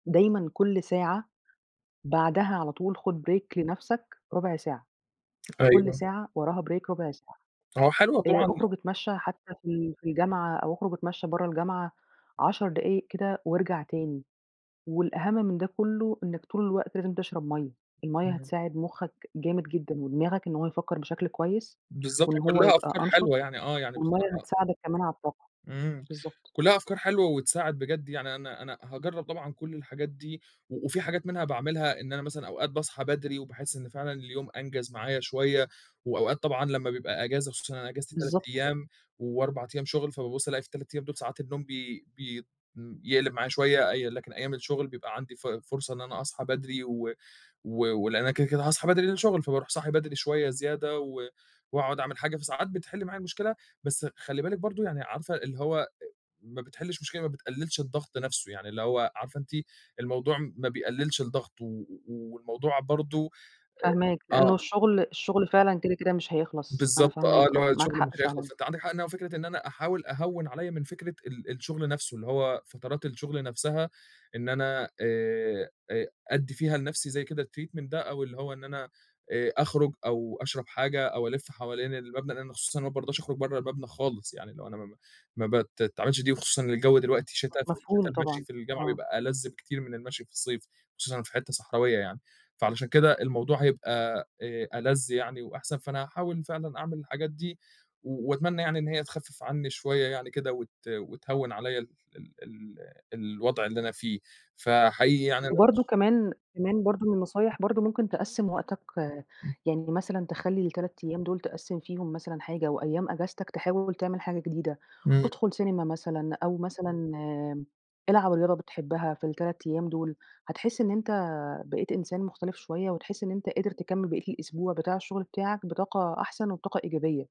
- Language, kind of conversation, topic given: Arabic, advice, إزاي بتفقد الدافع إنك تهتم بنفسك في فترات الضغط والشغل؟
- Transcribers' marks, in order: other background noise; in English: "break"; tapping; in English: "break"; unintelligible speech; in English: "الtreatment"